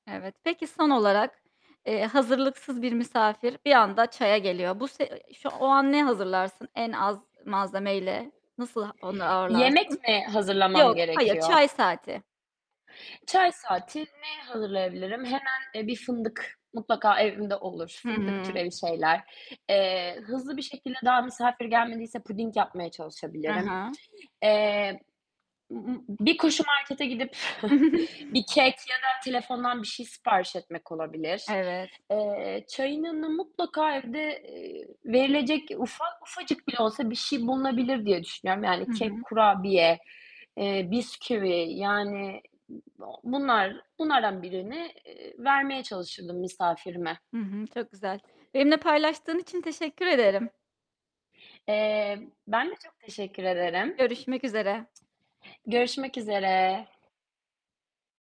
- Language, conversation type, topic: Turkish, podcast, Elinde az malzeme varken ne tür yemekler yaparsın?
- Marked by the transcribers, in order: other background noise; tapping; distorted speech; giggle; chuckle